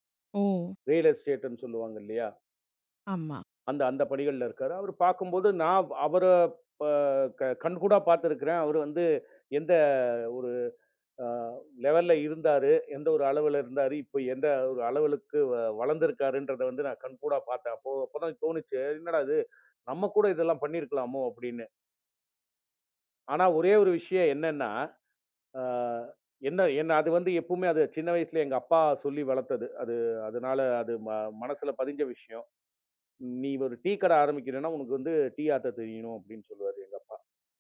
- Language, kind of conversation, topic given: Tamil, podcast, ஒரு யோசனை தோன்றியவுடன் அதை பிடித்து வைத்துக்கொள்ள நீங்கள் என்ன செய்கிறீர்கள்?
- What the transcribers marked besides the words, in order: in English: "லெவல்ல"; "அளவுக்கு" said as "அளவளுக்கு"